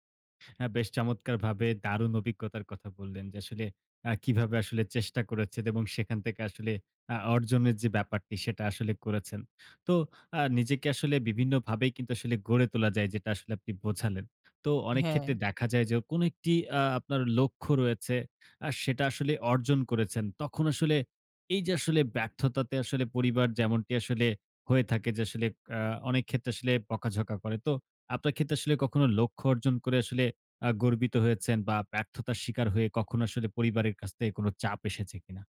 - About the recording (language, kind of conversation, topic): Bengali, podcast, পড়াশোনায় ব্যর্থতার অভিজ্ঞতা থেকে আপনি কী শিখেছেন?
- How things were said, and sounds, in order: none